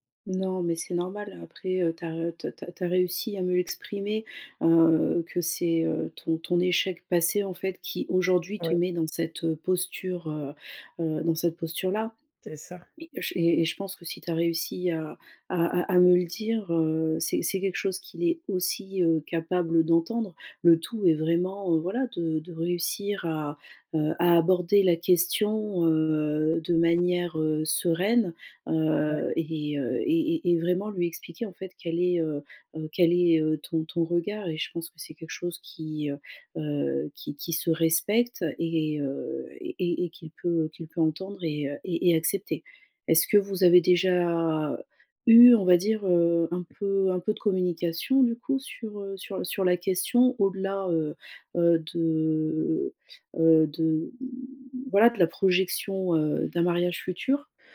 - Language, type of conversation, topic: French, advice, Comment puis-je surmonter mes doutes concernant un engagement futur ?
- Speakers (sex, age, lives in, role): female, 35-39, France, advisor; female, 50-54, France, user
- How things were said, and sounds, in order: other background noise; drawn out: "déjà"; tapping; drawn out: "de"; drawn out: "mmh"